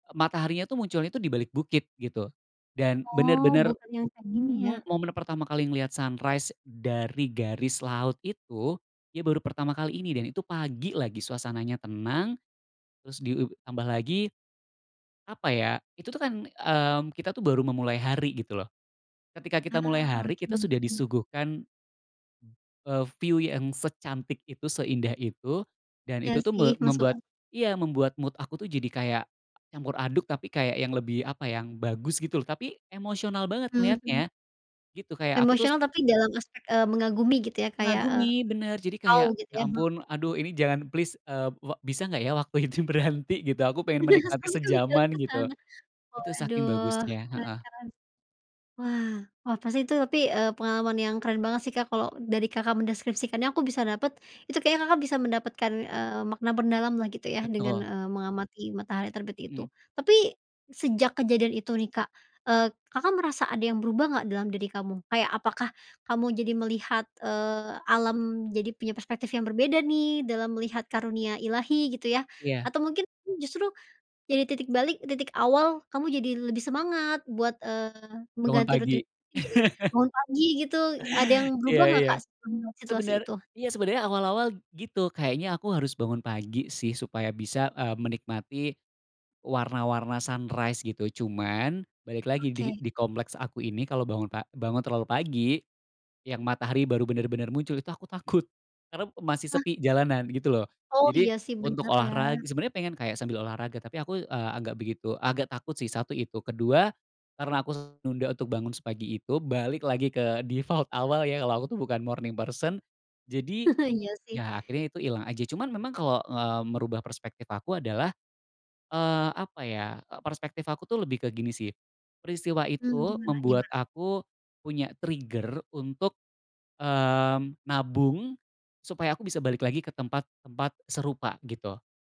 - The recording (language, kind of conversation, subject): Indonesian, podcast, Bisakah kamu menceritakan momen paling menakjubkan saat melihat matahari terbit?
- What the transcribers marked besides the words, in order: in English: "sunrise"; "ditambah" said as "dietambah"; other background noise; in English: "view"; in English: "mood"; tapping; in English: "please"; unintelligible speech; laugh; unintelligible speech; in English: "sunrise"; in English: "default"; laugh; in English: "morning person"; in English: "trigger"